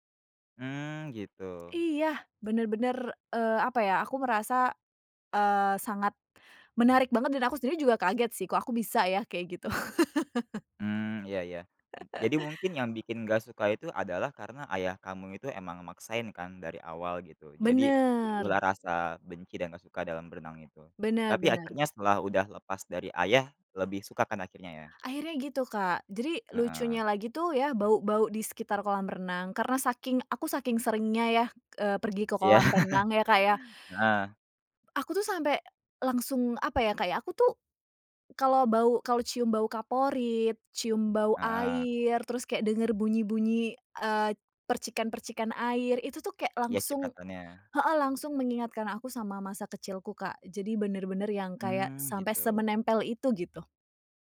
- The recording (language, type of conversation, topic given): Indonesian, podcast, Bisakah kamu menceritakan salah satu pengalaman masa kecil yang tidak pernah kamu lupakan?
- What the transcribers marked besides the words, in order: laugh; chuckle; chuckle